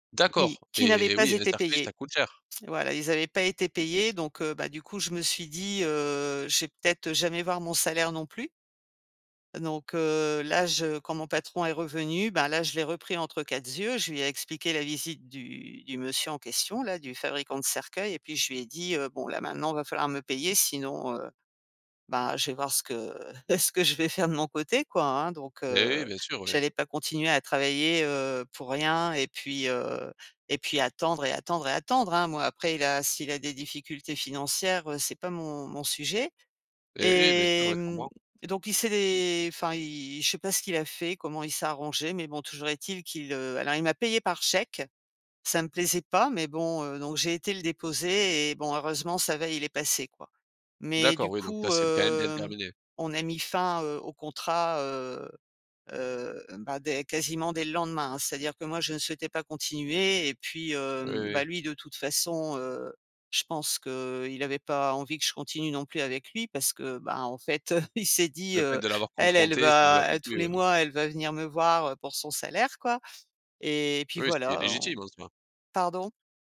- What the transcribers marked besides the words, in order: tapping; chuckle; chuckle
- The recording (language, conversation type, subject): French, podcast, Comment dire non à une demande de travail sans culpabiliser ?